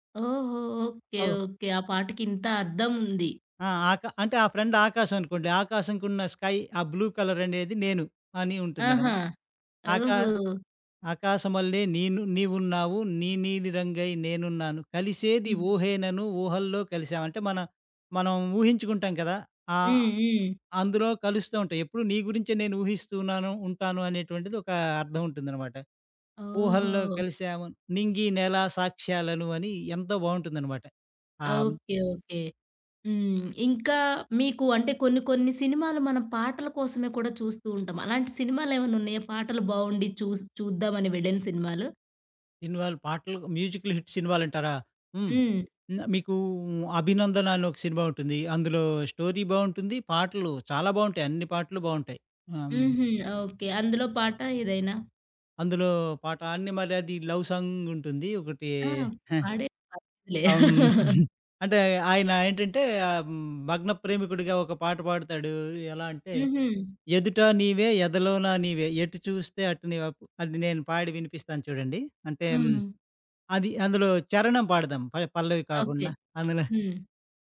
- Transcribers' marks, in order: other background noise; in English: "ఫ్రెండ్"; in English: "స్కై"; in English: "బ్లూ కలర్"; in English: "మ్యూజికల్ హిట్"; in English: "స్టోరీ"; in English: "లవ్ సాంగ్"; laugh
- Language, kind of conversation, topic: Telugu, podcast, మీకు ఇష్టమైన పాట ఏది, ఎందుకు?